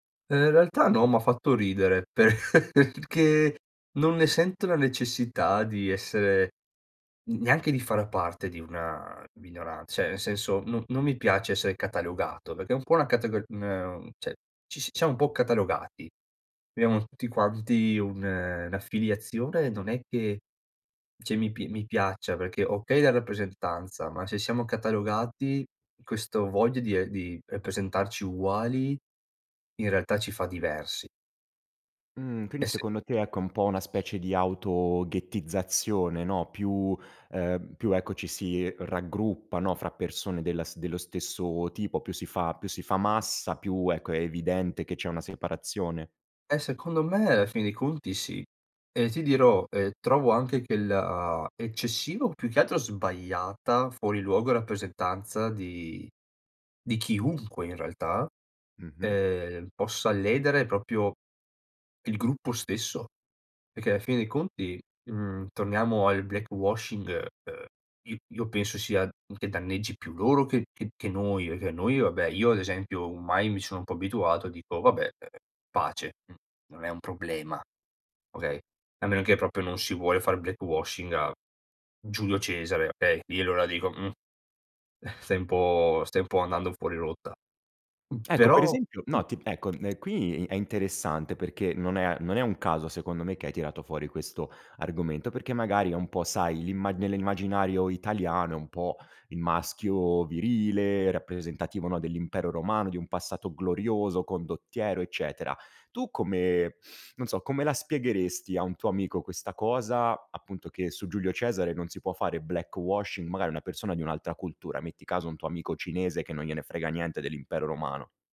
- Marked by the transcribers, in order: laughing while speaking: "per"; "cioè" said as "ceh"; "cioè" said as "ceh"; "abbiamo" said as "biamo"; "cioè" said as "ceh"; other background noise; "proprio" said as "propio"; in English: "black washing"; "proprio" said as "propio"; in English: "black washing"; chuckle; inhale; in English: "black washing"
- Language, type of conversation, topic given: Italian, podcast, Qual è, secondo te, l’importanza della diversità nelle storie?